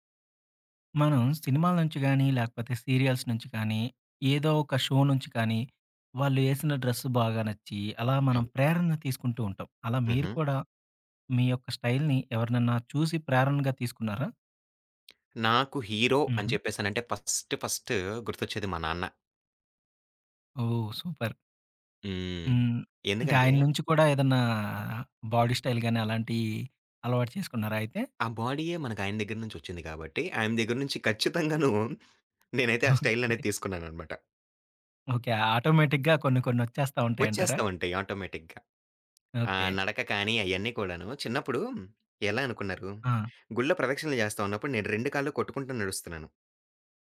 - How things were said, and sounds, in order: in English: "సీరియల్స్"; in English: "షో"; in English: "స్టైల్‌ని"; other background noise; in English: "ఫస్ట్ ఫస్ట్"; in English: "సూపర్"; in English: "బాడీ స్టైల్"; in English: "బాడీయే"; chuckle; unintelligible speech; in English: "స్టైల్"; in English: "ఆటోమేటిక్‌గా"; in English: "ఆటోమేటిక్‌గా"
- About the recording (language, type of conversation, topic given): Telugu, podcast, నీ స్టైల్‌కు ప్రేరణ ఎవరు?